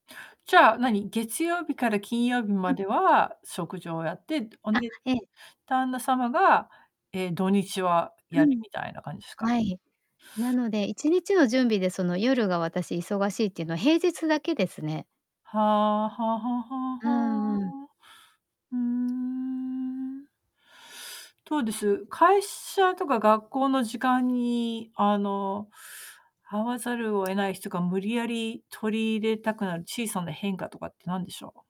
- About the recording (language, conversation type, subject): Japanese, podcast, 朝の支度は前の晩に済ませる派ですか、それとも朝にする派ですか？
- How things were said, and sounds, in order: distorted speech; singing: "はあ はあ はあ はあ はあ"; drawn out: "ふーん"